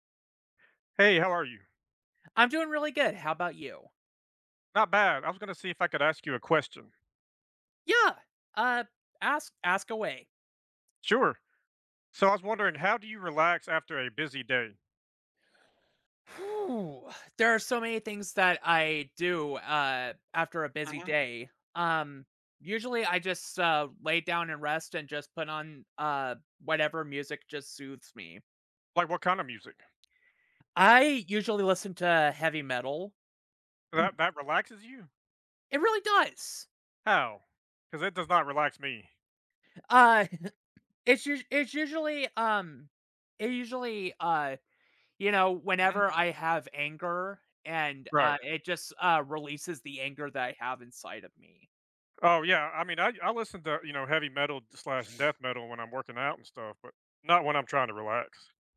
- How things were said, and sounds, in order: throat clearing; chuckle; other background noise; sniff
- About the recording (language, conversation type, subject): English, unstructured, What helps you recharge when life gets overwhelming?